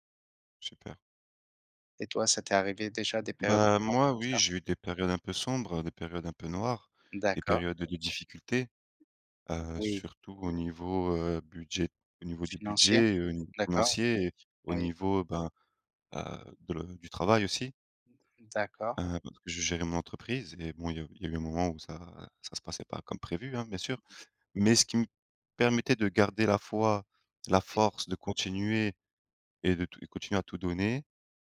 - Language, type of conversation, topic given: French, unstructured, Comment prends-tu soin de ton bien-être mental au quotidien ?
- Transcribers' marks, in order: other background noise; tapping; unintelligible speech